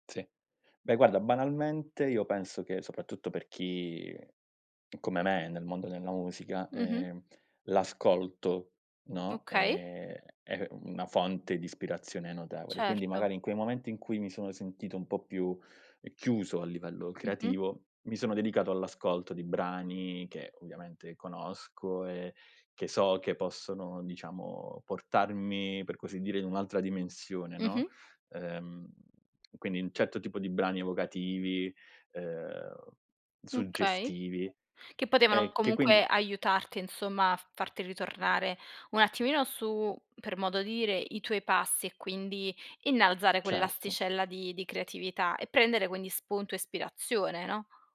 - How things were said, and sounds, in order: tapping
- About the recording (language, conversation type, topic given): Italian, podcast, Qual è il tuo metodo per superare il blocco creativo?